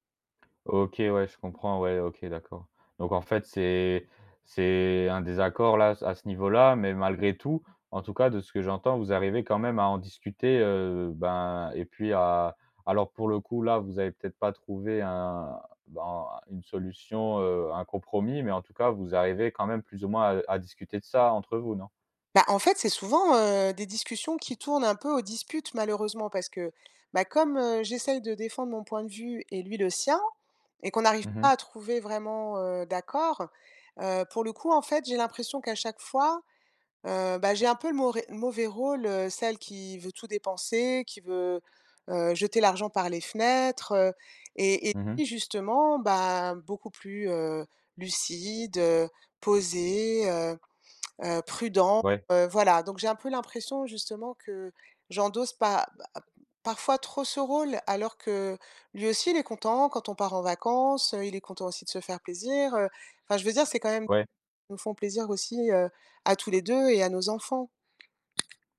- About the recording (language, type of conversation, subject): French, advice, Pourquoi vous disputez-vous souvent à propos de l’argent dans votre couple ?
- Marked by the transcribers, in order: "mauvais" said as "maurais"; other background noise